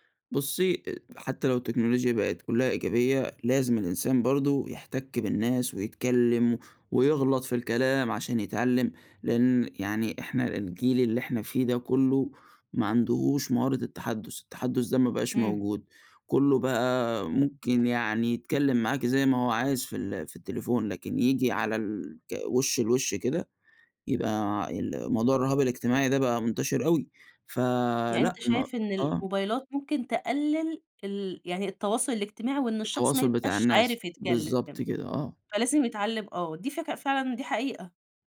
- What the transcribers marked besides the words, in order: other background noise
- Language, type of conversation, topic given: Arabic, podcast, إزاي بتحدد حدود لاستخدام التكنولوجيا مع أسرتك؟